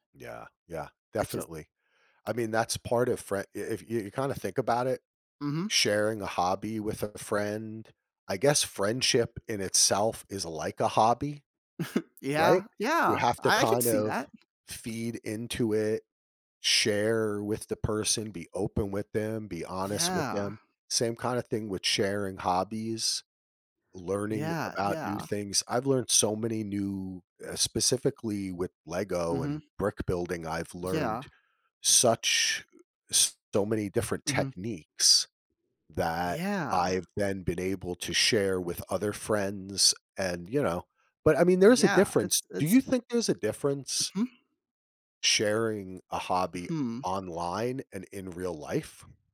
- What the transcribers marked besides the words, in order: other background noise; tapping; chuckle
- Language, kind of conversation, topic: English, unstructured, How does sharing a hobby with friends change the experience?
- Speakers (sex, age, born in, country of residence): male, 25-29, United States, United States; male, 50-54, United States, United States